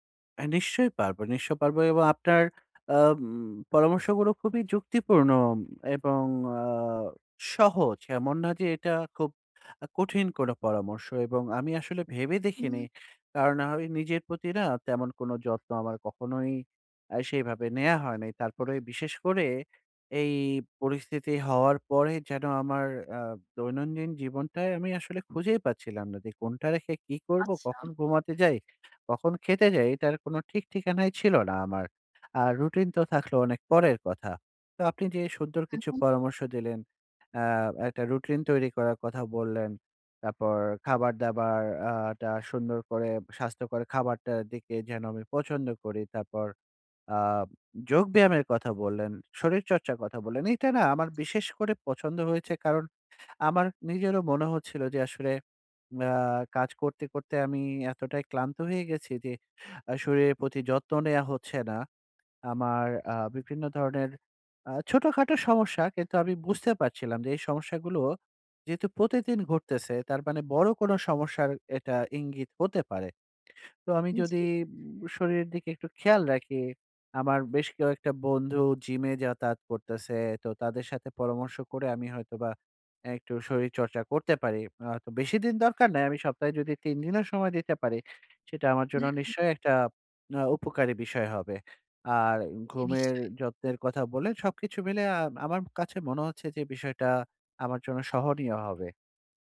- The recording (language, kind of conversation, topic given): Bengali, advice, নতুন পরিবর্তনের সাথে মানিয়ে নিতে না পারলে মানসিক শান্তি ধরে রাখতে আমি কীভাবে স্বযত্ন করব?
- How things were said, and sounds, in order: none